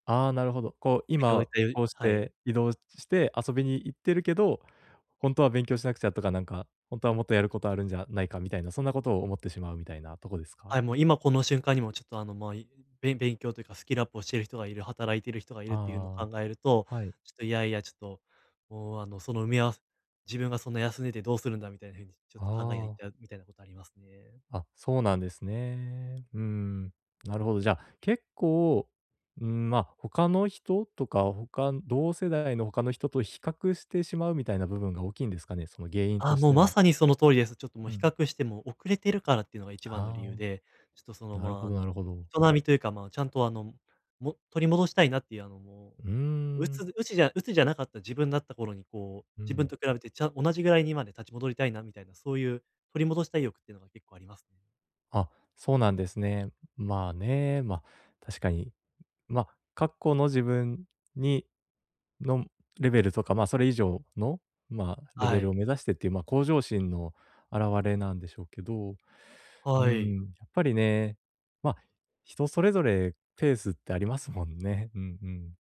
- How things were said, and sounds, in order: other background noise; other noise
- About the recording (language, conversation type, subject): Japanese, advice, 休むことを優先したいのに罪悪感が出てしまうとき、どうすれば罪悪感を減らせますか？